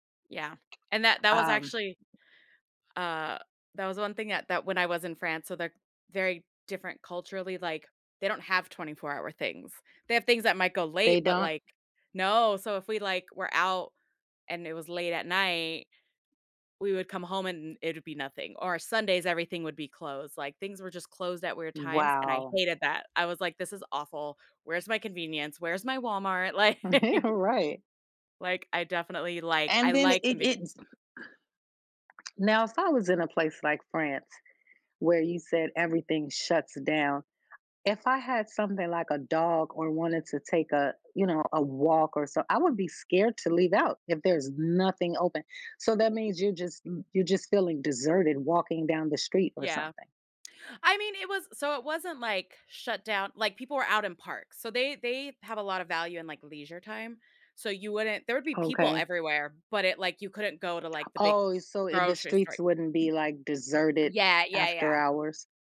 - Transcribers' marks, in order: tapping; chuckle; laughing while speaking: "Like"; throat clearing; other background noise
- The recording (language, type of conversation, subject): English, unstructured, How do our surroundings shape the way we live and connect with others?